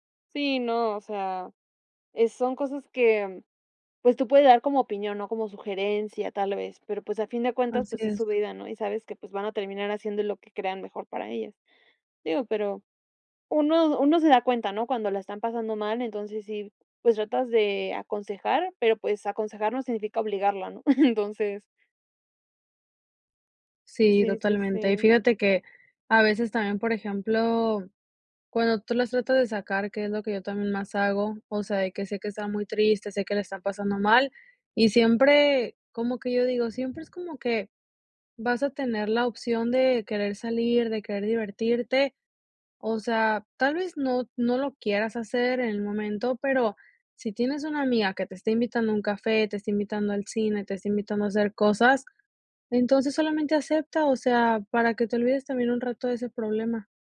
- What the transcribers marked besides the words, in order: chuckle; other background noise
- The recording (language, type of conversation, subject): Spanish, podcast, ¿Cómo ayudas a un amigo que está pasándolo mal?